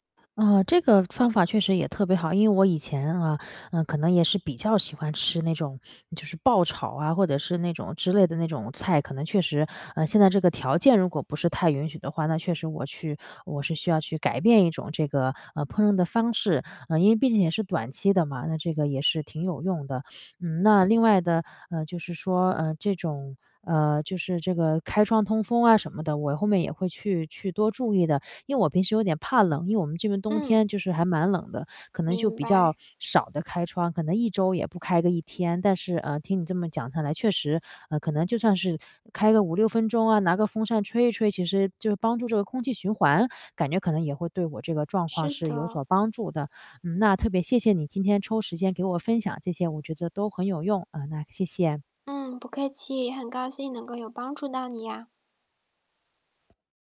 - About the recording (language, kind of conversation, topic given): Chinese, advice, 家里的环境问题如何影响你的娱乐与放松体验？
- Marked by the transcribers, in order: static; distorted speech